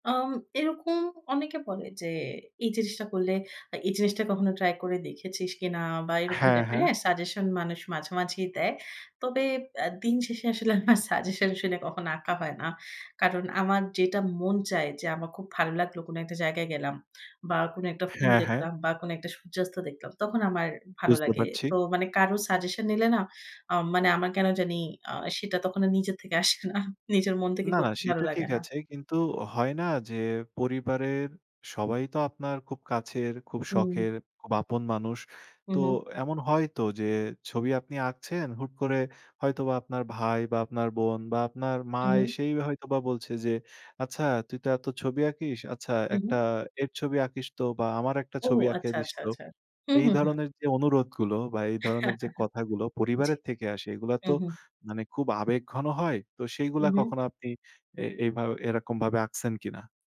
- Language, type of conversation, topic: Bengali, podcast, তোমার সবচেয়ে প্রিয় শখ কোনটি, আর কেন সেটি তোমার ভালো লাগে?
- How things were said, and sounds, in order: laughing while speaking: "আমার সাজেশন শুনে কখনো আঁকা হয় না"; "এঁকে" said as "আঁকিয়া"; other background noise; chuckle